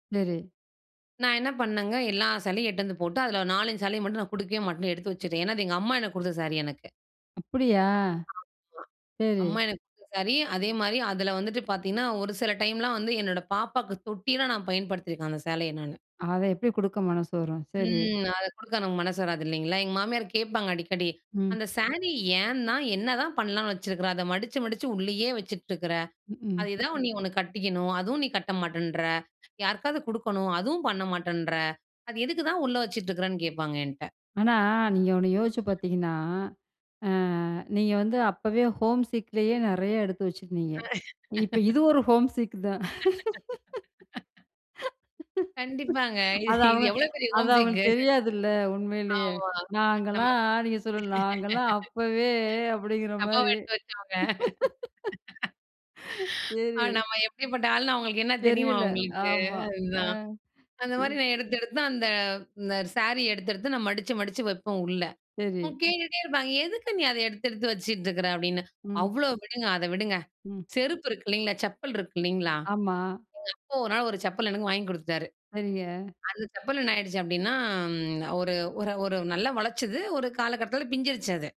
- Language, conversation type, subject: Tamil, podcast, வீட்டில் உள்ள பொருட்களும் அவற்றோடு இணைந்த நினைவுகளும் உங்களுக்கு சிறப்பானவையா?
- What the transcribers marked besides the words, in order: other background noise; tapping; in English: "ஹோம்சிக்லயே"; laugh; in English: "ஹோம்சிக்"; laughing while speaking: "இது இது எவ்வளோ பெரிய ஹோம்சிக்கு … என்ன தெரியுமா அவங்களுக்கு"; laugh; in English: "ஹோம்சிக்கு"; laugh; laugh